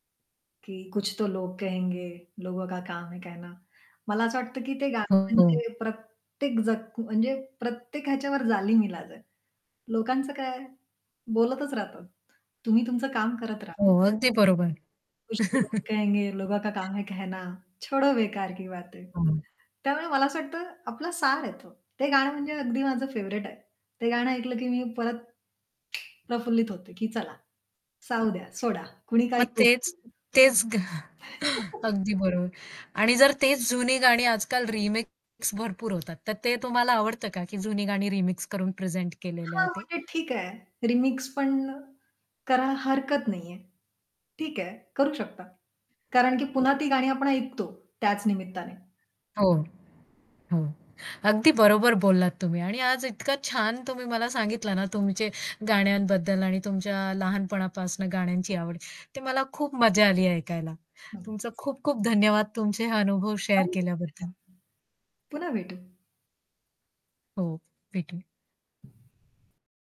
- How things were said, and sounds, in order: static; in Hindi: "कुछ तो लोग कहेंगे लोगों का काम है ना"; distorted speech; other background noise; in Hindi: "कुछ तो लोग कहेंगे लोगों … बेकार की बातें"; chuckle; in English: "फेव्हरेट"; "जाऊ" said as "साऊ"; chuckle; laugh; tapping; in English: "शेअर"; unintelligible speech
- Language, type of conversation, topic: Marathi, podcast, चित्रपटांच्या गाण्यांनी तुमच्या संगीताच्या आवडीनिवडींवर काय परिणाम केला आहे?